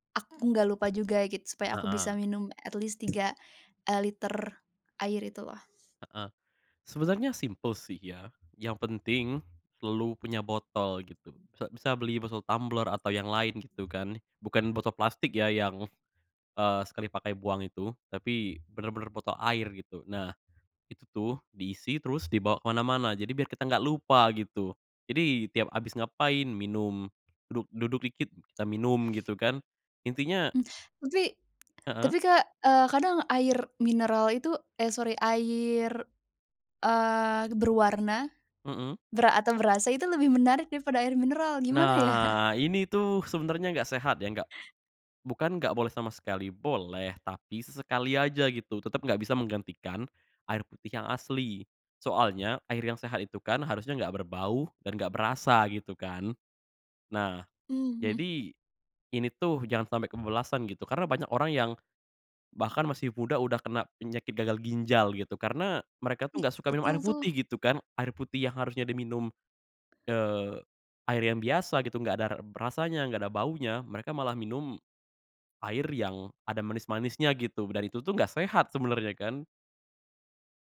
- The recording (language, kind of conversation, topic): Indonesian, podcast, Apa strategi yang kamu pakai supaya bisa minum air yang cukup setiap hari?
- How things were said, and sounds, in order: in English: "at least"; other background noise; tapping; laughing while speaking: "ya?"; chuckle